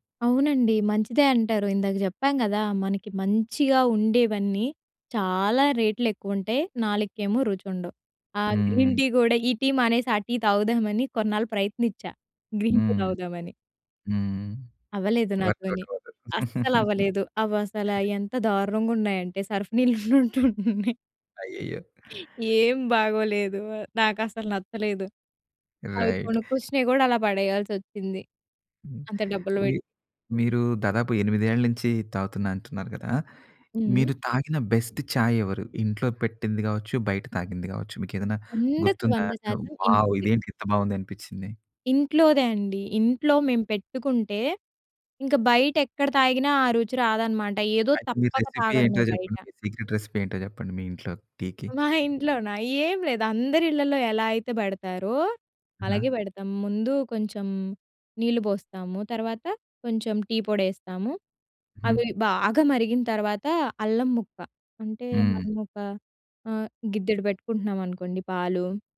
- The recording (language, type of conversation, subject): Telugu, podcast, కాఫీ లేదా టీ తాగే విషయంలో మీరు పాటించే అలవాట్లు ఏమిటి?
- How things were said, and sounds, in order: in English: "గ్రీన్"; in English: "గ్రీన్"; in English: "వర్కౌట్"; giggle; in English: "సర్ఫ్"; laughing while speaking: "నీళ్ళు ఉన్నట్టు ఉన్నాయి"; in English: "రైట్"; other background noise; tapping; in English: "బెస్ట్ చాయ్"; unintelligible speech; in English: "వావ్!"; in English: "రెసిపీ"; in English: "సీక్రెట్ రెసిపీ"